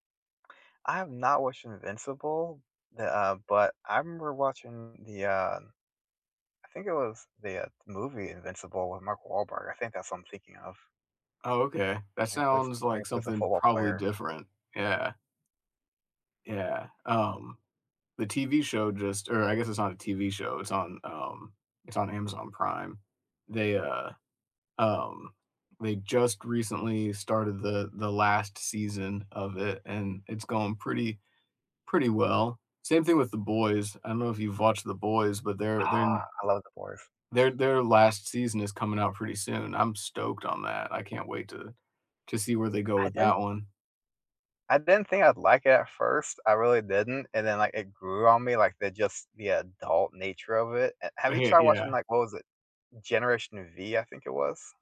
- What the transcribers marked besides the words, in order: drawn out: "Ah"
- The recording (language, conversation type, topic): English, unstructured, Which movie this year surprised you the most, and what about it caught you off guard?
- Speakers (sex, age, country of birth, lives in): male, 35-39, United States, United States; male, 35-39, United States, United States